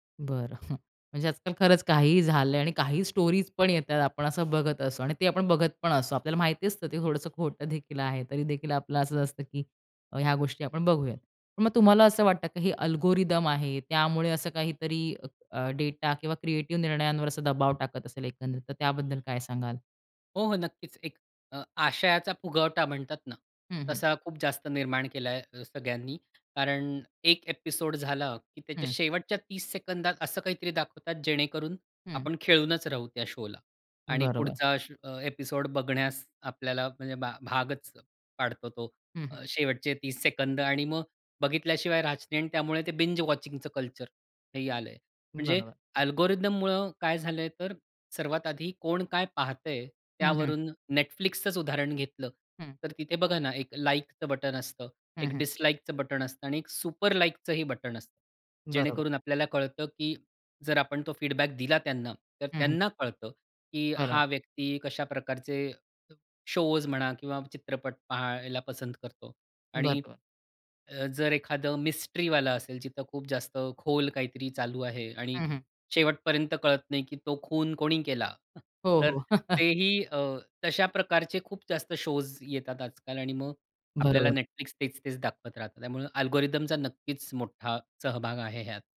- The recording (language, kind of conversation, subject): Marathi, podcast, स्ट्रीमिंगमुळे कथा सांगण्याची पद्धत कशी बदलली आहे?
- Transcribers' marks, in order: other background noise; chuckle; in English: "स्टोरीज"; horn; in English: "अल्गोरिदम"; in English: "एपिसोड"; tapping; "खिळूनच" said as "खेळूनच"; in English: "शोला"; in English: "एपिसोड"; in English: "बिंज वॉचिंगचं"; in English: "अल्गोरिथममुळं"; in English: "फीडबॅक"; in English: "शोज"; in English: "मिस्ट्रीवालं"; chuckle; in English: "शोज"; in English: "अल्गोरिथमचा"